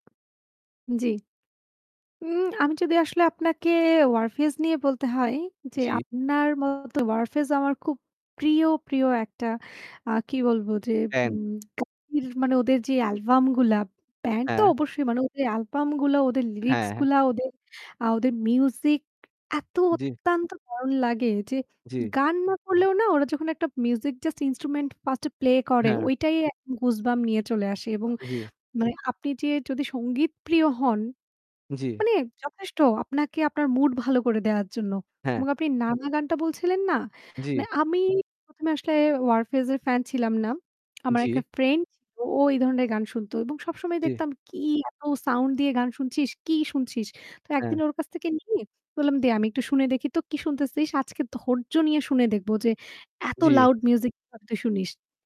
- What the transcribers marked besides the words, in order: other background noise; distorted speech; static; in English: "just instrument"; in English: "goosebump"; "মানে" said as "নে"; "একটা" said as "একয়া"
- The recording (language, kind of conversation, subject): Bengali, unstructured, আপনার প্রিয় শিল্পী বা গায়ক কে, এবং কেন?